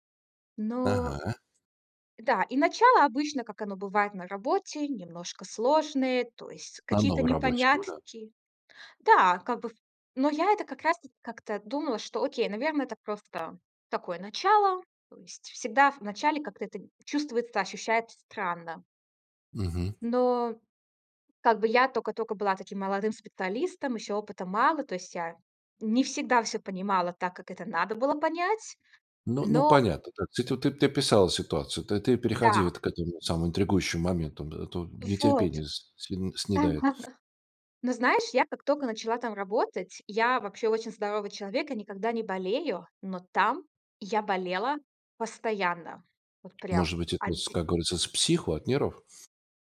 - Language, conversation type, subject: Russian, podcast, Как развить интуицию в повседневной жизни?
- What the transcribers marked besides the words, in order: other noise; stressed: "но там я болела постоянно"; tapping